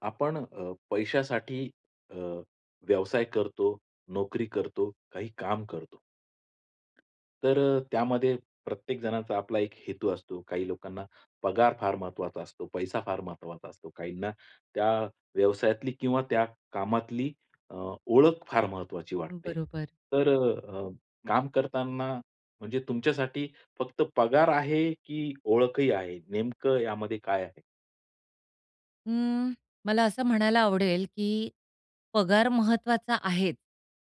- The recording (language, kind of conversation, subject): Marathi, podcast, काम म्हणजे तुमच्यासाठी फक्त पगार आहे की तुमची ओळखही आहे?
- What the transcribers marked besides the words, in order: tapping; drawn out: "अं"